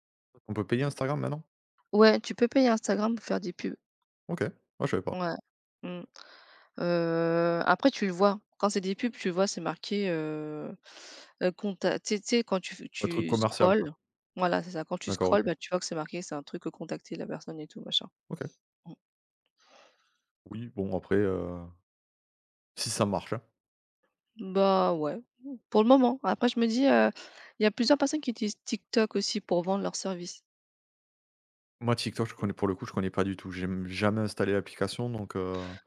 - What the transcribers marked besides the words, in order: other background noise; tapping; unintelligible speech
- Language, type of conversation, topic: French, unstructured, Comment les réseaux sociaux influencent-ils vos interactions quotidiennes ?